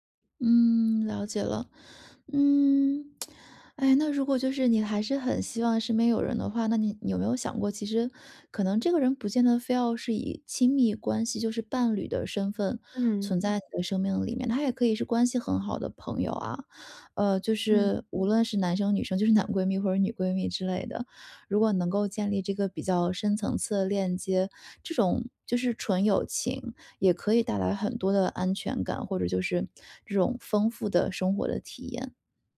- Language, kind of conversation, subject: Chinese, advice, 分手后我该如何开始自我修复并实现成长？
- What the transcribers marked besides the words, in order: tsk; laughing while speaking: "男"